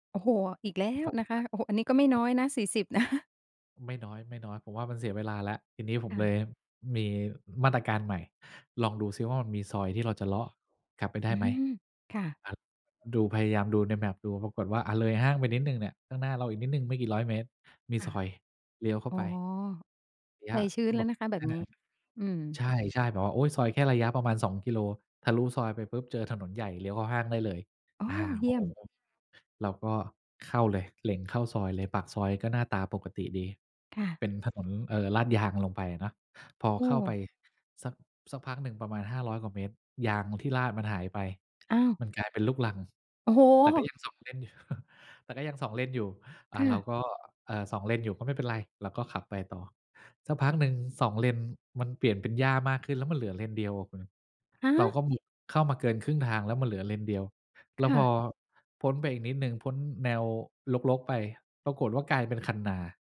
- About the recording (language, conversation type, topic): Thai, podcast, มีช่วงไหนที่คุณหลงทางแล้วได้บทเรียนสำคัญไหม?
- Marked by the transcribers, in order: in English: "Map"; unintelligible speech; laughing while speaking: "สอง เลนอยู่ แต่ก็ยัง สอง เลนอยู่"; chuckle